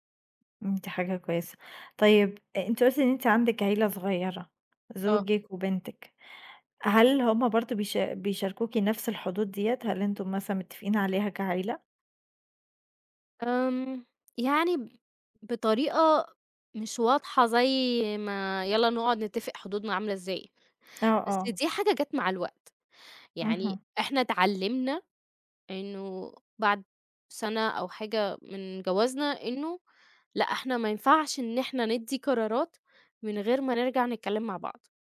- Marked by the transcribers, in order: tapping
- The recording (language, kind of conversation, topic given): Arabic, podcast, إزاي بتعرف إمتى تقول أيوه وإمتى تقول لأ؟